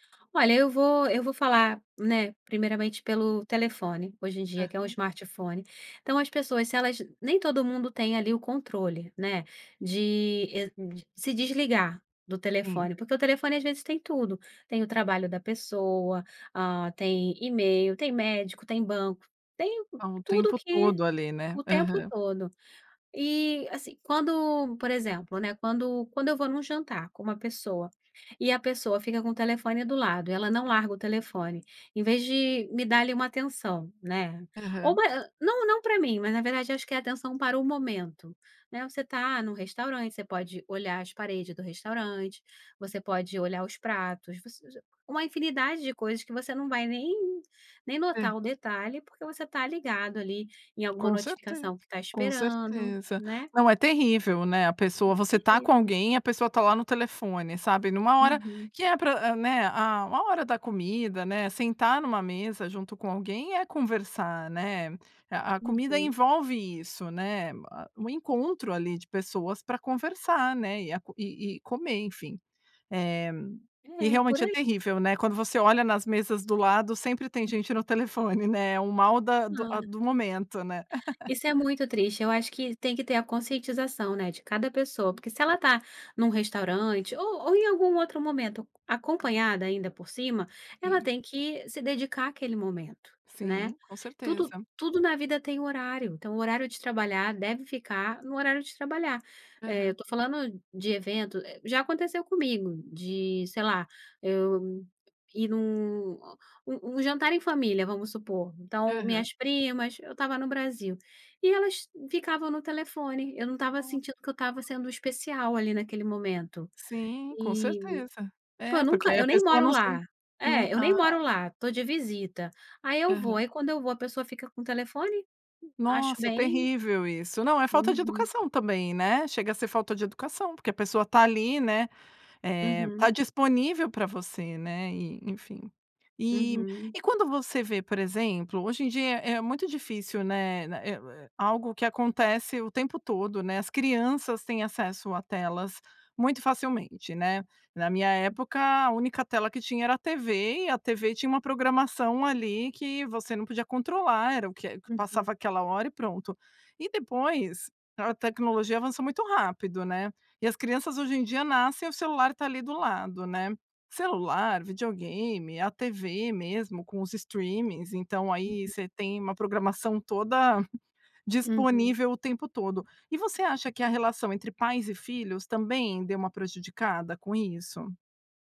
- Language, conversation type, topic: Portuguese, podcast, Você acha que as telas aproximam ou afastam as pessoas?
- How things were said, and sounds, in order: laugh; other background noise